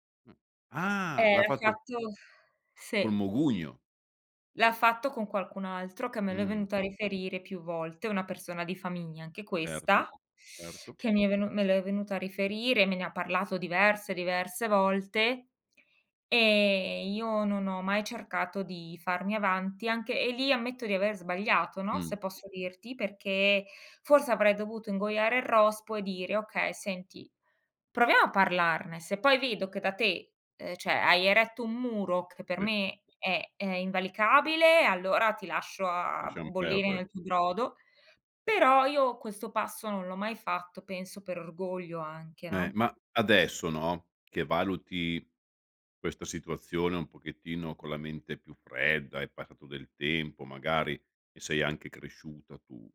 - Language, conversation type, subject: Italian, podcast, Come si può ricostruire la fiducia in famiglia dopo un torto?
- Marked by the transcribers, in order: surprised: "ah!"; "mugugno" said as "mogugno"; teeth sucking; tapping